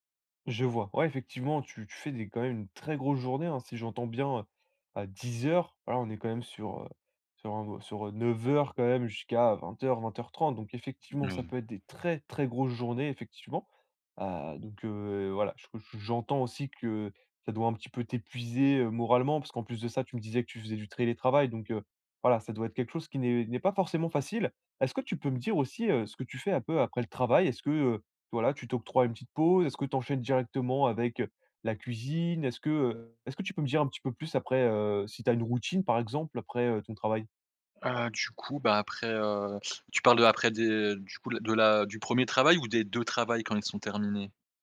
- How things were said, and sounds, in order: stressed: "très grosse"; stressed: "dix"; other background noise; stressed: "très, très"; "télétravail" said as "trélétravail"; stressed: "routine"
- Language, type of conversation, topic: French, advice, Pourquoi n’arrive-je pas à me détendre après une journée chargée ?